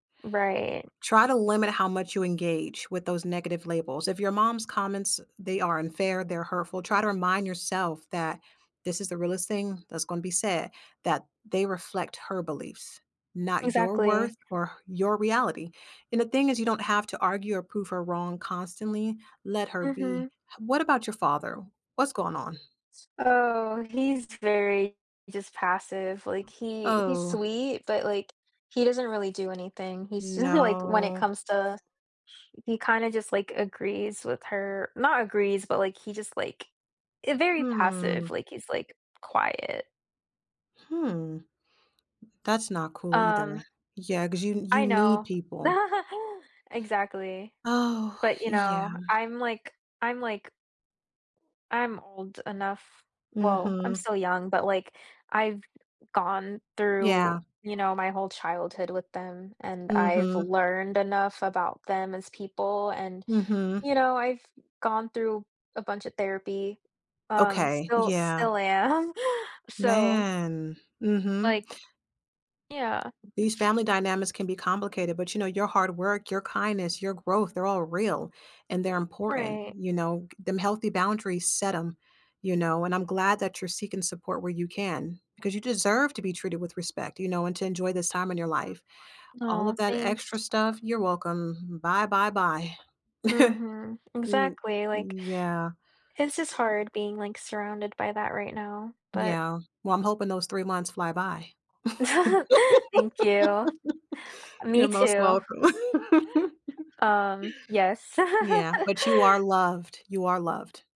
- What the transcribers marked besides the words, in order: other background noise; laughing while speaking: "just like"; drawn out: "No"; laugh; laughing while speaking: "am"; tapping; background speech; chuckle; giggle; laugh; laugh; giggle
- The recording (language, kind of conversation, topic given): English, advice, How can I improve communication at home?